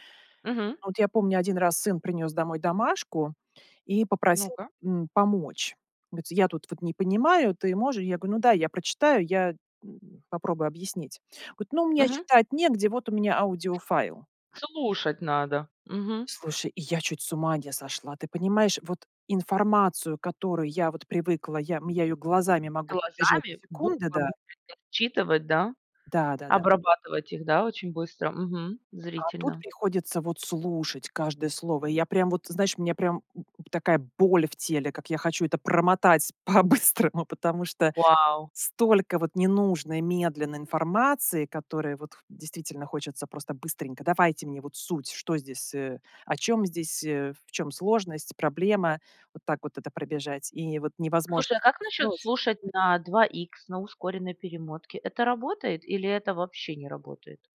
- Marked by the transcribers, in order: tapping; other background noise; unintelligible speech; laughing while speaking: "по-быстрому"
- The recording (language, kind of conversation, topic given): Russian, podcast, Как выжимать суть из длинных статей и книг?